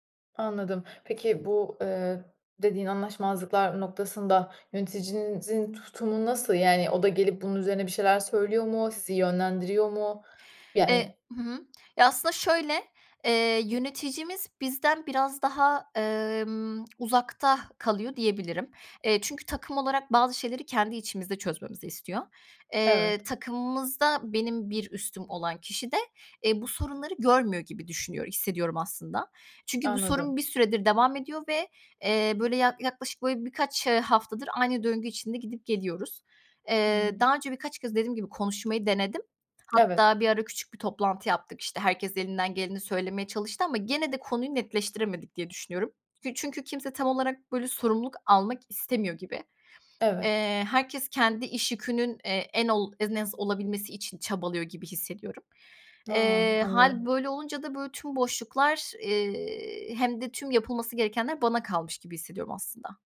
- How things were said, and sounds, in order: other background noise; lip smack; tapping
- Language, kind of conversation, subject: Turkish, advice, İş arkadaşlarınızla görev paylaşımı konusunda yaşadığınız anlaşmazlık nedir?